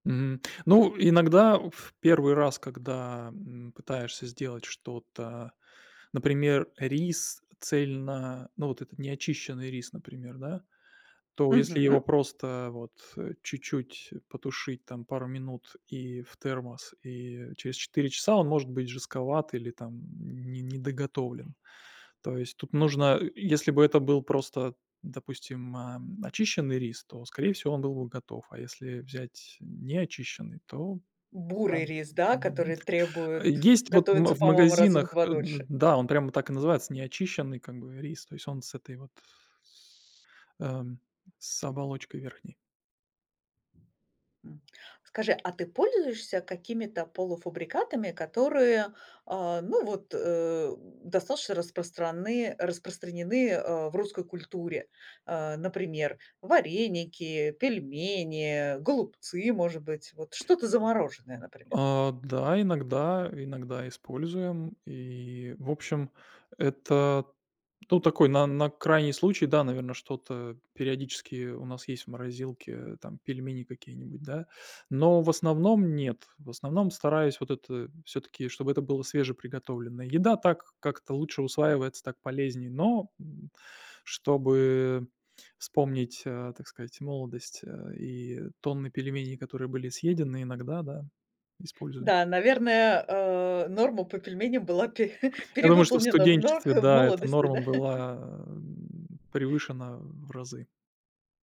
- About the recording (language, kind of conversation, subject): Russian, podcast, Какие блюда выручают вас в напряжённые будни?
- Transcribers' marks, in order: other background noise; chuckle